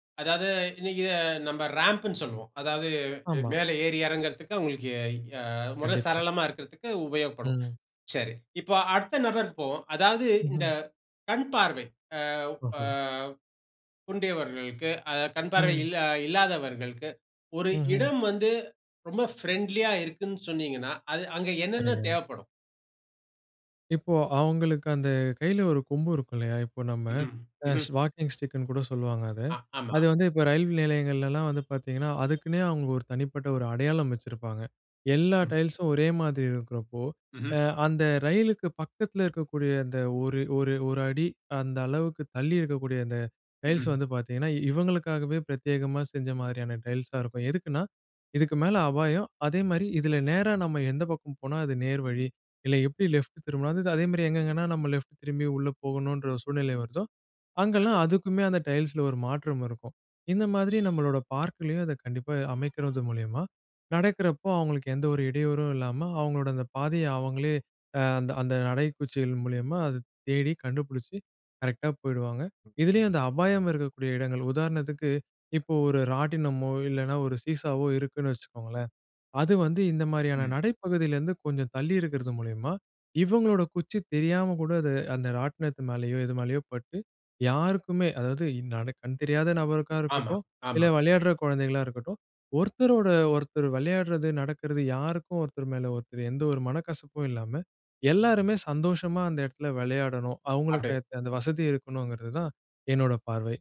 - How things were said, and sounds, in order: horn; in English: "லெஃப்ட்"; in English: "லெஃப்ட்"; tapping; other background noise
- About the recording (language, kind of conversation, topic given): Tamil, podcast, பொதுப் பகுதியை அனைவரும் எளிதாகப் பயன்படுத்தக்கூடியதாக நீங்கள் எப்படி அமைப்பீர்கள்?